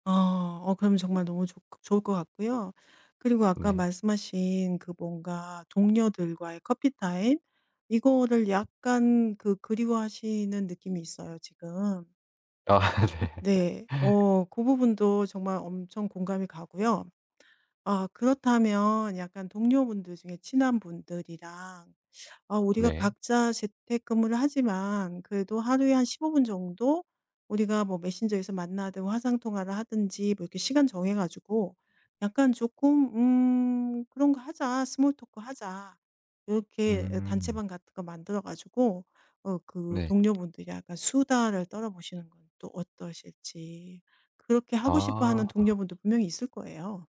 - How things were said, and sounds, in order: other background noise; laughing while speaking: "아 네"; tapping
- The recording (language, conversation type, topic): Korean, advice, 재택근무로 전환한 뒤 업무 시간과 개인 시간의 경계를 어떻게 조정하고 계신가요?